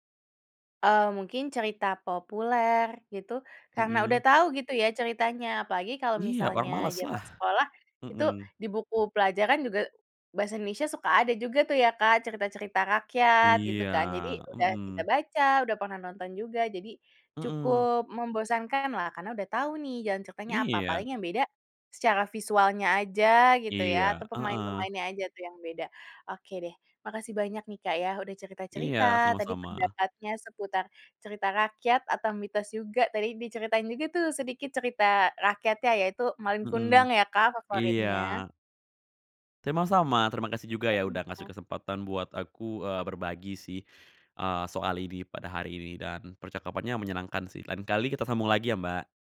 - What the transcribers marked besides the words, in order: tapping; unintelligible speech
- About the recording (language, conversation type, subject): Indonesian, podcast, Apa pendapatmu tentang adaptasi mitos atau cerita rakyat menjadi film?